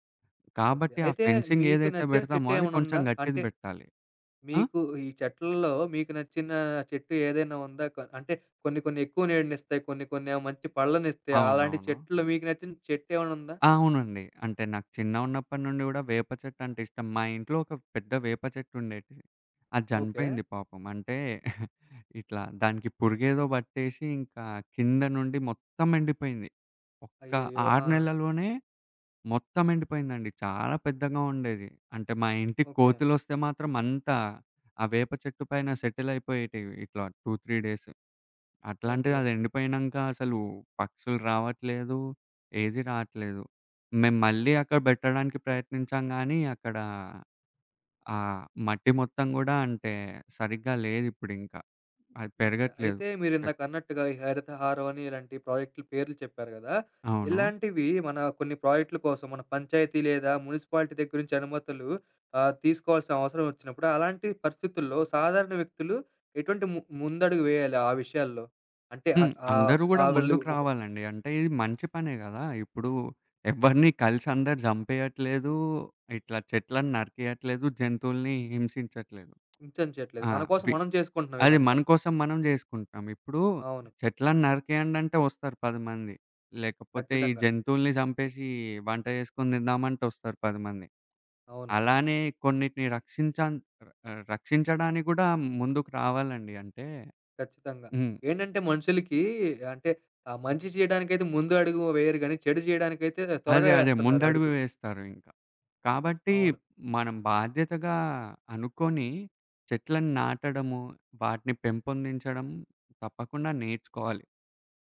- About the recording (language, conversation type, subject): Telugu, podcast, చెట్లను పెంపొందించడంలో సాధారణ ప్రజలు ఎలా సహాయం చేయగలరు?
- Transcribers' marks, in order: in English: "ఫెన్సింగ్"; chuckle; in English: "సెటిల్"; in English: "టూ త్రీ డేస్"; in English: "మున్సిపాలిటీ"; other background noise